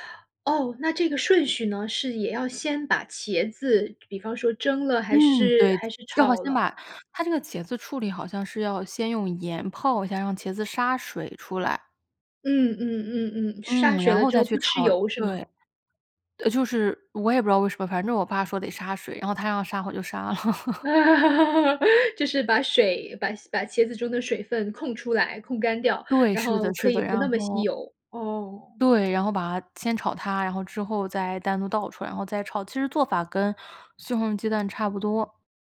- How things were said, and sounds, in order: chuckle; laugh
- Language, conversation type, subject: Chinese, podcast, 小时候哪道菜最能让你安心？